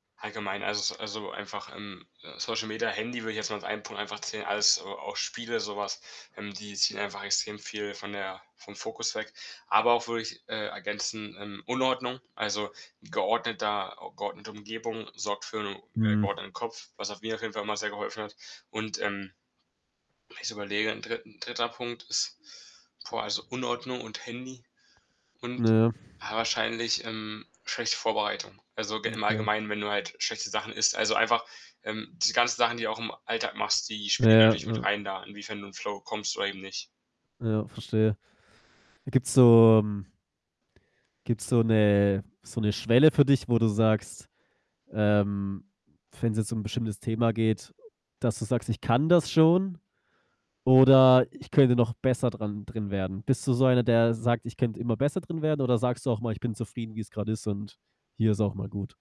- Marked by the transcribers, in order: other background noise; distorted speech; static
- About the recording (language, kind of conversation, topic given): German, podcast, Was würdest du anderen raten, um leichter in den Flow zu kommen?